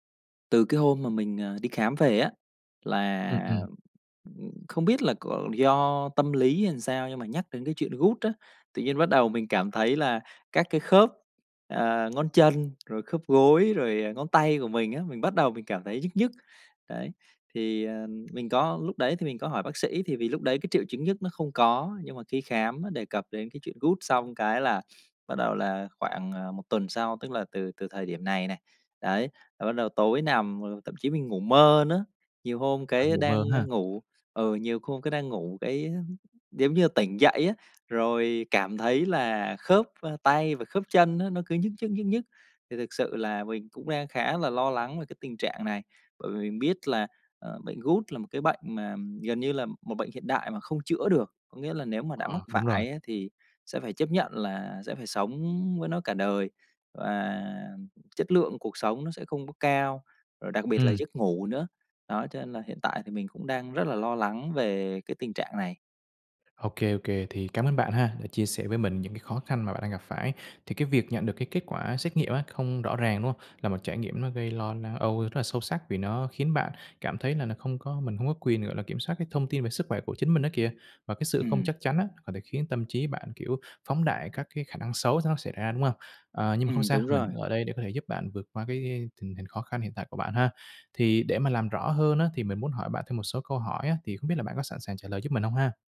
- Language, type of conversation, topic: Vietnamese, advice, Kết quả xét nghiệm sức khỏe không rõ ràng khiến bạn lo lắng như thế nào?
- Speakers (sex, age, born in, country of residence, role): male, 25-29, Vietnam, Vietnam, advisor; male, 30-34, Vietnam, Vietnam, user
- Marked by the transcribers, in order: tapping; sniff; other background noise